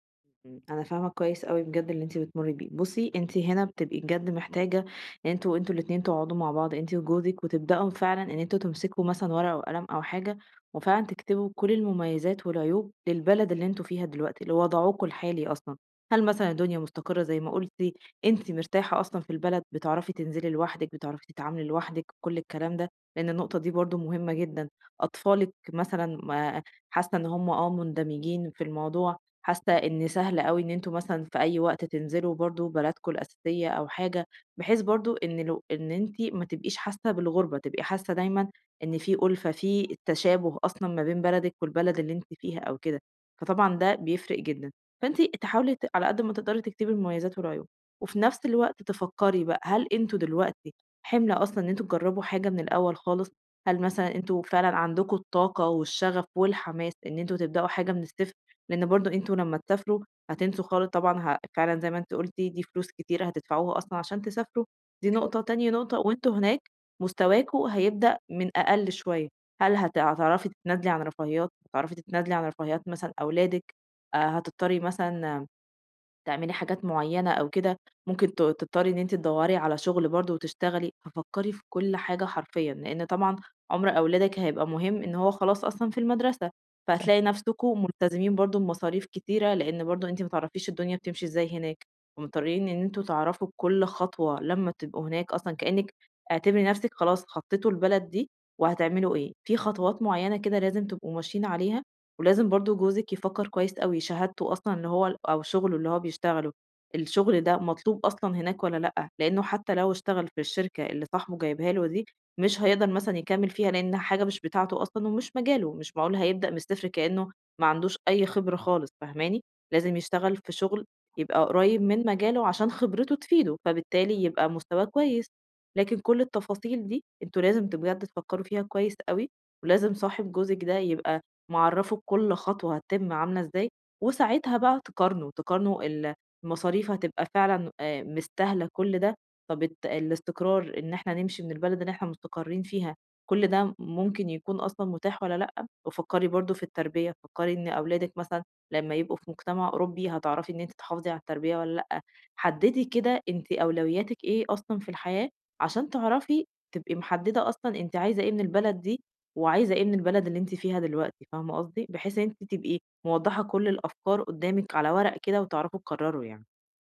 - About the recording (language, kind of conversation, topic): Arabic, advice, إزاي أخد قرار مصيري دلوقتي عشان ما أندمش بعدين؟
- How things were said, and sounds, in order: unintelligible speech; tapping